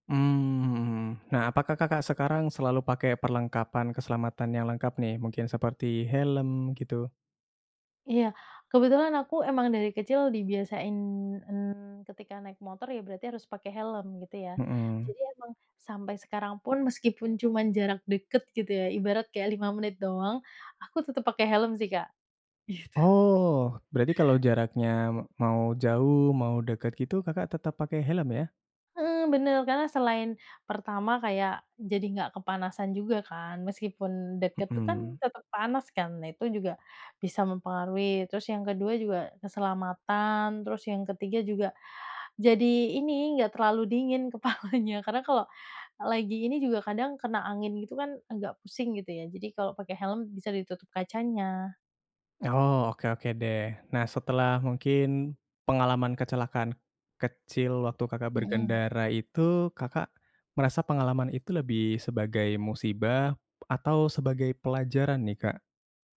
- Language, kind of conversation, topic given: Indonesian, podcast, Pernahkah Anda mengalami kecelakaan ringan saat berkendara, dan bagaimana ceritanya?
- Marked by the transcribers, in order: laughing while speaking: "Gitu"; laughing while speaking: "kepalanya"